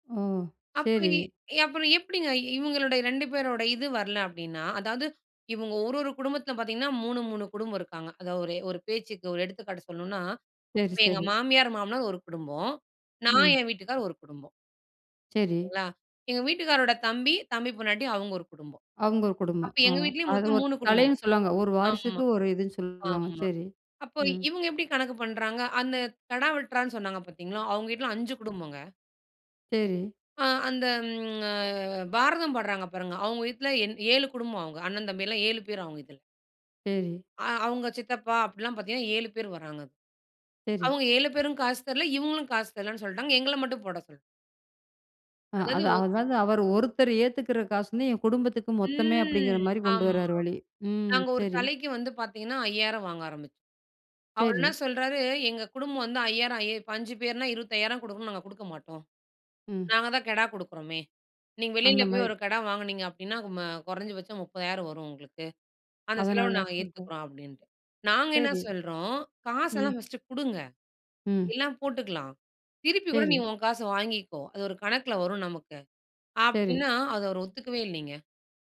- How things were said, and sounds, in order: tapping; other background noise; drawn out: "ம்ஹ"; drawn out: "ம்"
- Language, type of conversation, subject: Tamil, podcast, துணையாகப் பணியாற்றும் போது கருத்து மோதல் ஏற்பட்டால் நீங்கள் என்ன செய்வீர்கள்?